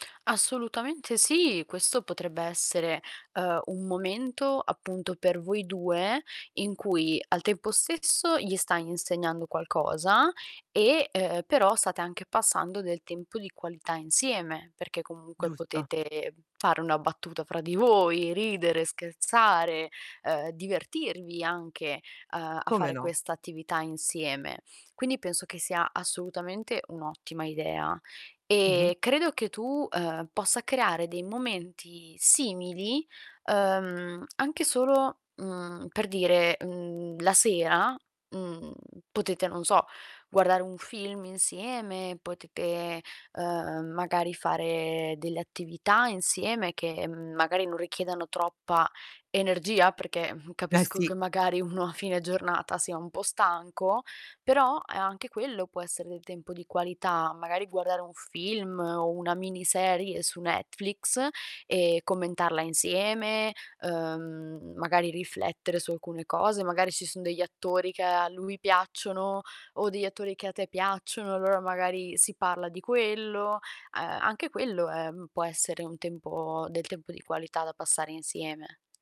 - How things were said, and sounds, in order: distorted speech; tapping
- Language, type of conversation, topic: Italian, advice, Come posso gestire il senso di colpa per non passare abbastanza tempo con i miei figli?